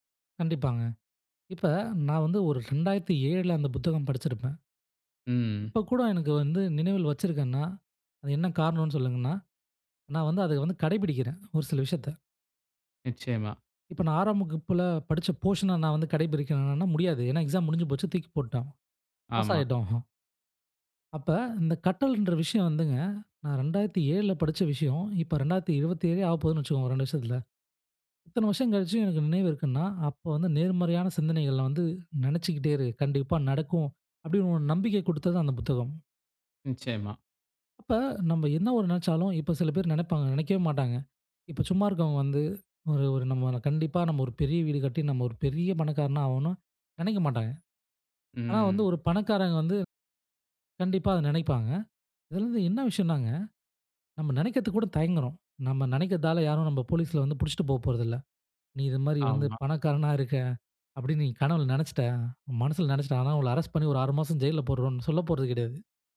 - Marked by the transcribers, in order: "சொல்லணுன்னா" said as "சொல்லுங்னா"; other background noise; in English: "போர்ஷன்"; chuckle; "ஆகனும்னு" said as "ஆவனு"; in English: "அரெஸ்ட்"
- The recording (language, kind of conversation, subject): Tamil, podcast, கற்றதை நீண்டகாலம் நினைவில் வைத்திருக்க நீங்கள் என்ன செய்கிறீர்கள்?